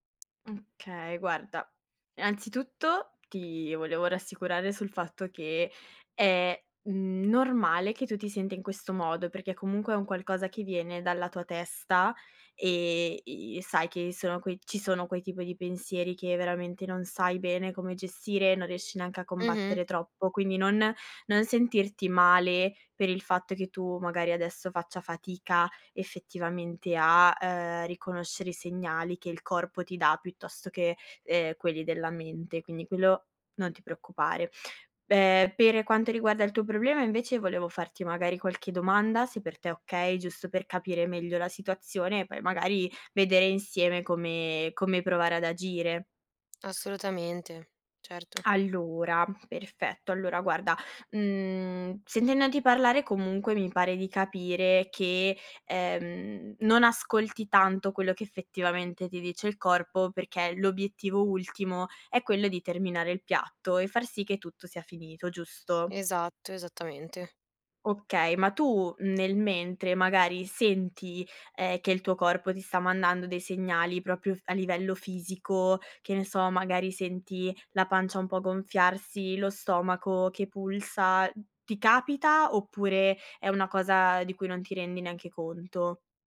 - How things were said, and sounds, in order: lip smack
- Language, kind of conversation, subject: Italian, advice, Come posso imparare a riconoscere la mia fame e la sazietà prima di mangiare?